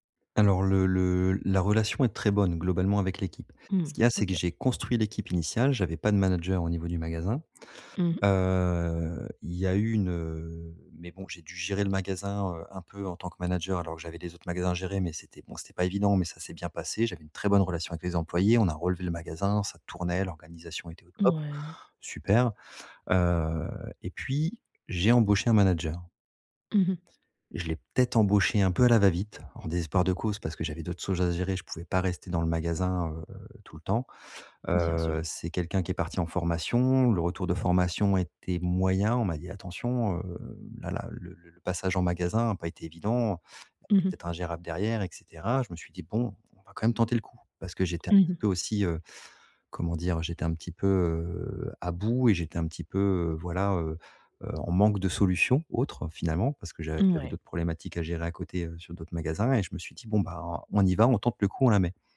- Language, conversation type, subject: French, advice, Comment regagner la confiance de mon équipe après une erreur professionnelle ?
- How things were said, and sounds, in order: drawn out: "Heu"; drawn out: "Heu"; "choses" said as "sojes"; unintelligible speech; drawn out: "heu"